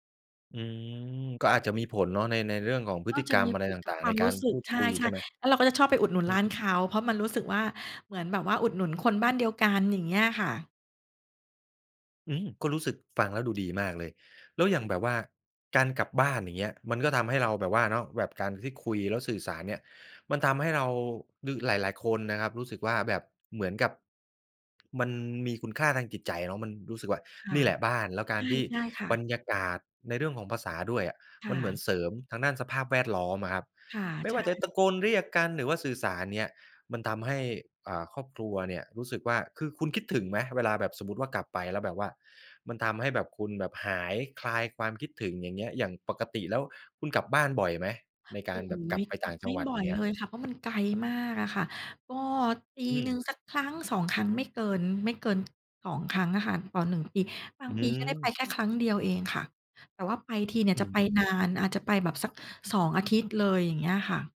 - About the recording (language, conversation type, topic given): Thai, podcast, ภาษาในบ้านส่งผลต่อความเป็นตัวตนของคุณอย่างไรบ้าง?
- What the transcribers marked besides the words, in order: other background noise; tapping